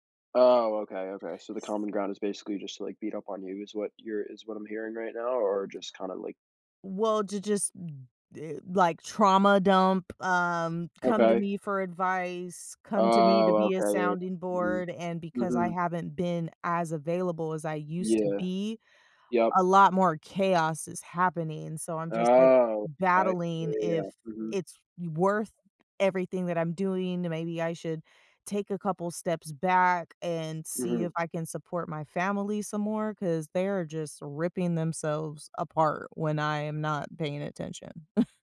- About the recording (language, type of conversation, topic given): English, advice, How can I be more present and engaged with my family?
- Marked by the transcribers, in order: other noise; tapping; drawn out: "Oh"; drawn out: "Oh"; other background noise; chuckle